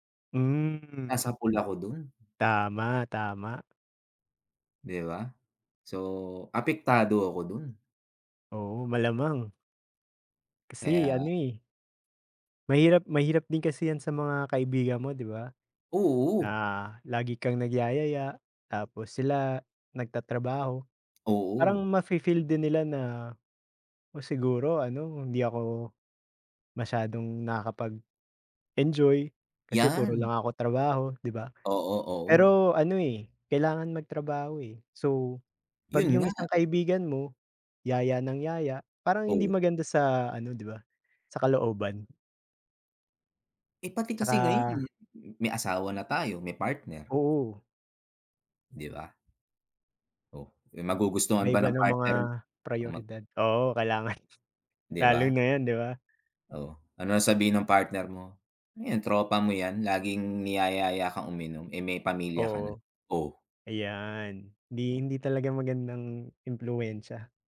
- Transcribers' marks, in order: tapping; other noise; chuckle; other background noise
- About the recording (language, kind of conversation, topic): Filipino, unstructured, Paano mo binabalanse ang oras para sa trabaho at oras para sa mga kaibigan?